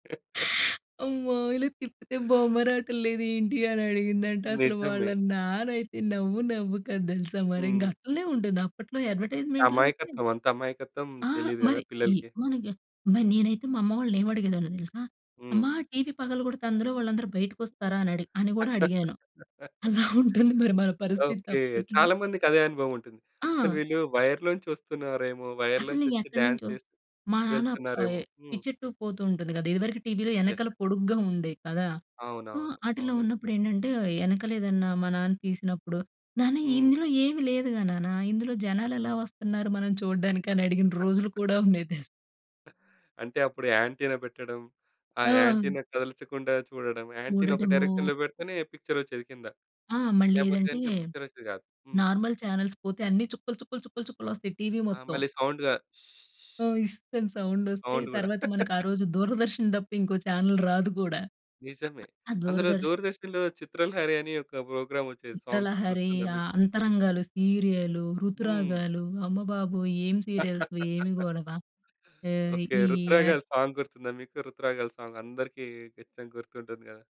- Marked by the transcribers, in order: chuckle; laughing while speaking: "అమ్మో! ఇలా తిప్పితే బొమ్మరాటం లేదేంటి … నవ్వు కాదు తెలుసా?"; tapping; laugh; laughing while speaking: "ఉంటుంది మరి మన పరిస్థితి అప్పట్లో"; in English: "వైర్‌లో"; in English: "వైర్‌లో"; in English: "డాన్స్"; in English: "యెస్. యెస్"; in English: "సో"; laugh; in English: "యాంటీనా"; in English: "యాంటీనా"; in English: "యాంటీనా"; in English: "డైరెక్షన్‌లో"; in English: "నార్మల్ చానెల్స్"; in English: "సౌండ్‌గా"; other noise; in English: "సౌండ్"; laugh; in English: "చానెల్"; in English: "ప్రోగ్రామ్"; in English: "సాంగ్స్"; laugh; in English: "యాడ్"; in English: "సాంగ్"; in English: "సాంగ్"
- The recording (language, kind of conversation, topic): Telugu, podcast, మీకు ఇష్టమైన పాత టెలివిజన్ ప్రకటన ఏదైనా ఉందా?